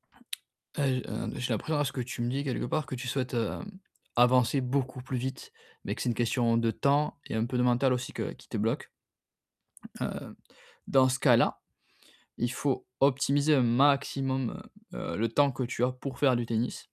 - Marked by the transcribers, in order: "l'impression" said as "l'impréant"; stressed: "beaucoup"; stressed: "temps"; other noise; stressed: "maximum"
- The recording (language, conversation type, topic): French, advice, Comment puis-je retrouver la motivation pour reprendre mes habitudes après un coup de mou ?